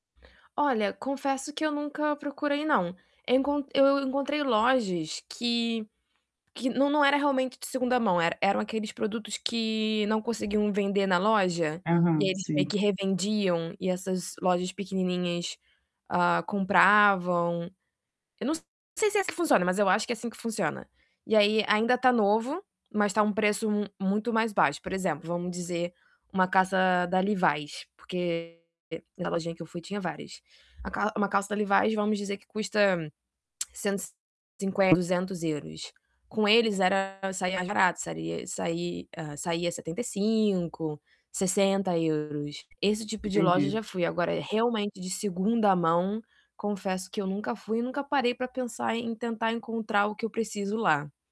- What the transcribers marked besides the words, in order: other background noise; tapping; distorted speech; tongue click
- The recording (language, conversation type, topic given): Portuguese, advice, Como posso fazer compras sem acabar gastando demais?
- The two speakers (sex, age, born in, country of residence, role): female, 25-29, Brazil, France, user; female, 40-44, Brazil, Portugal, advisor